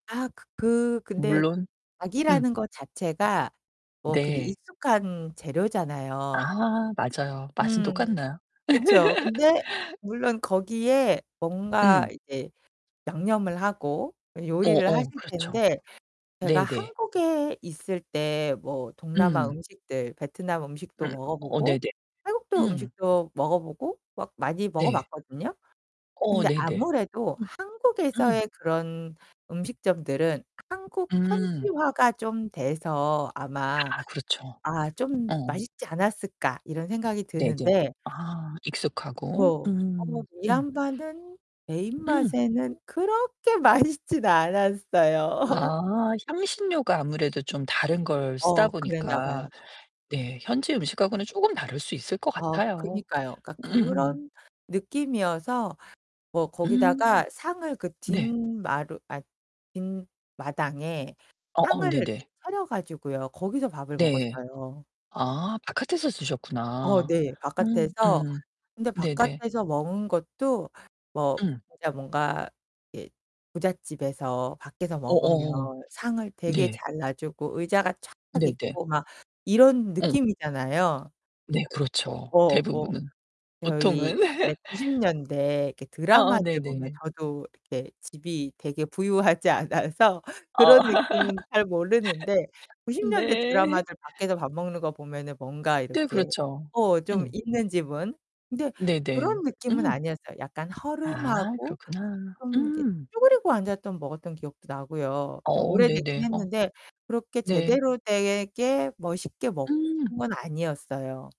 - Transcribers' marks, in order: static; tapping; background speech; laugh; distorted speech; other background noise; laugh; laughing while speaking: "보통은"; laughing while speaking: "부유하지 않아서"; laugh
- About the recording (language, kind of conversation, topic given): Korean, podcast, 현지 가정에 초대받아 방문했던 경험이 있다면, 그때 기분이 어땠나요?